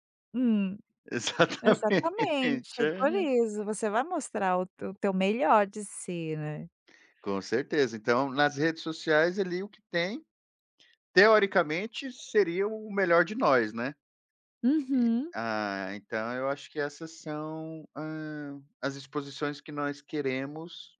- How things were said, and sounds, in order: laughing while speaking: "Exatamente"; tapping
- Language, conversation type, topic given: Portuguese, podcast, Como as redes sociais influenciam o seu estilo pessoal?